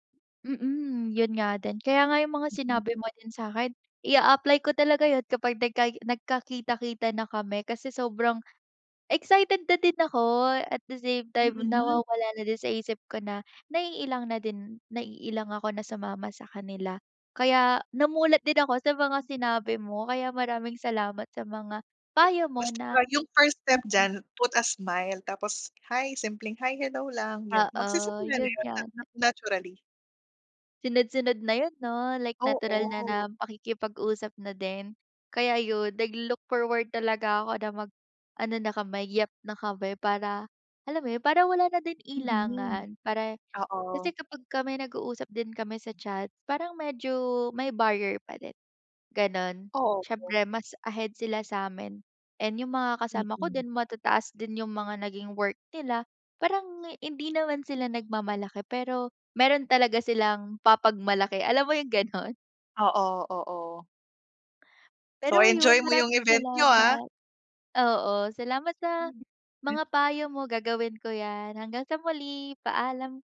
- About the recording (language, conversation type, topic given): Filipino, advice, Paano ko malalampasan ang pag-ailang kapag sasama ako sa bagong grupo o dadalo sa pagtitipon?
- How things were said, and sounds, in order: in English: "at the same time"; tapping